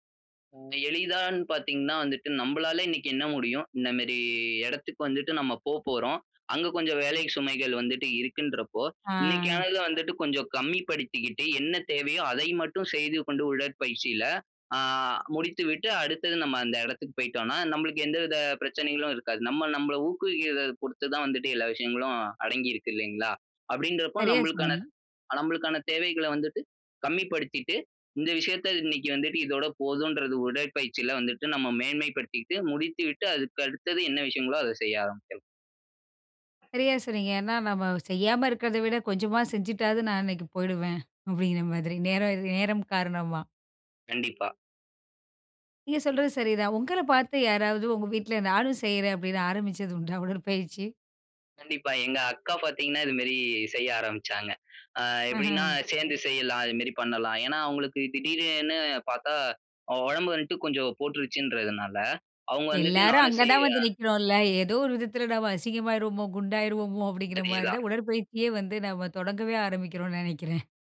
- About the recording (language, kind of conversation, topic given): Tamil, podcast, உடற்பயிற்சி தொடங்க உங்களைத் தூண்டிய அனுபவக் கதை என்ன?
- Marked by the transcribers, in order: drawn out: "இந்தமாரி"; drawn out: "ஆ"; other background noise; laughing while speaking: "நெனைக்குறேன்"